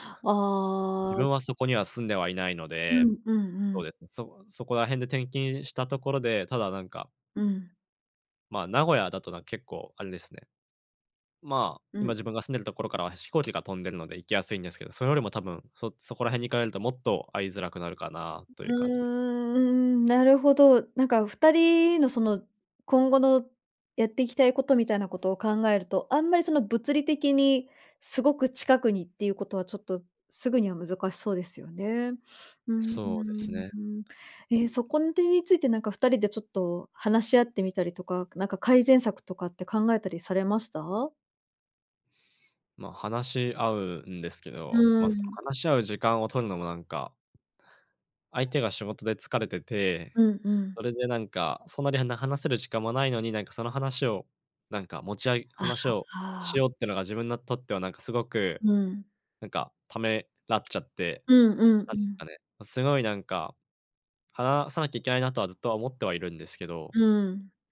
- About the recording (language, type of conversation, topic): Japanese, advice, 長年のパートナーとの関係が悪化し、別れの可能性に直面したとき、どう向き合えばよいですか？
- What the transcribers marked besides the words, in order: drawn out: "うーん"; other noise